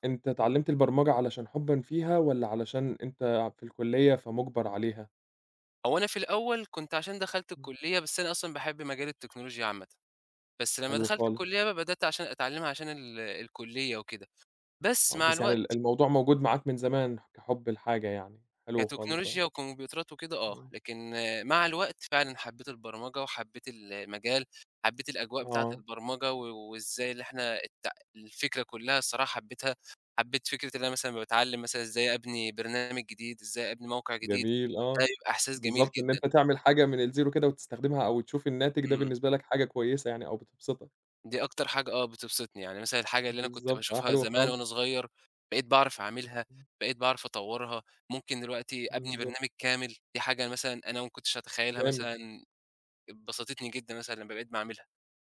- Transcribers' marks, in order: unintelligible speech; other background noise
- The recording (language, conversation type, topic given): Arabic, podcast, إيه أكتر حاجة بتفرّحك لما تتعلّم حاجة جديدة؟